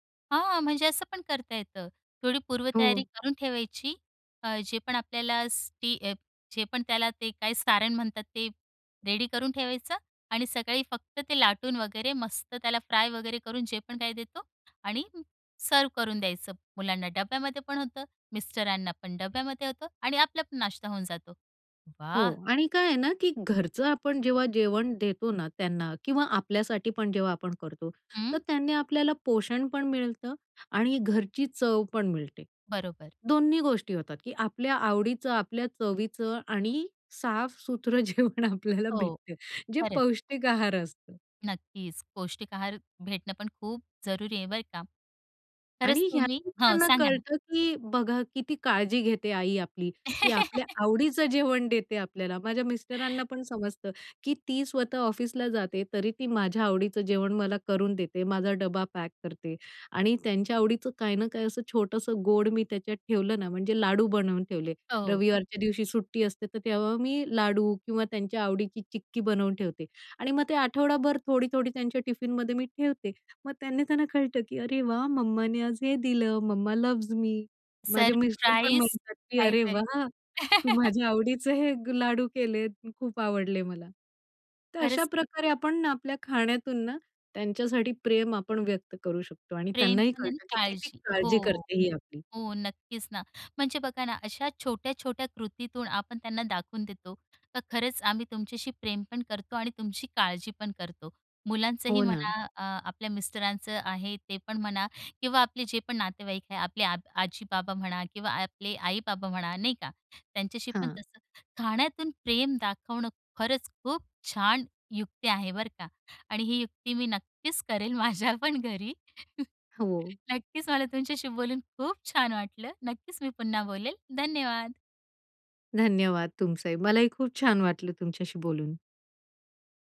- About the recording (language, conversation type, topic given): Marathi, podcast, खाण्यातून प्रेम आणि काळजी कशी व्यक्त कराल?
- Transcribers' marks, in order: in English: "रेडी"; other background noise; in English: "सर्व्ह"; tapping; laughing while speaking: "जेवण आपल्याला भेटते जे पौष्टिक आहार असतं"; horn; chuckle; laughing while speaking: "जेवण"; in English: "मम्मा लव्हज मी"; chuckle; laughing while speaking: "माझ्यापण घरी"; chuckle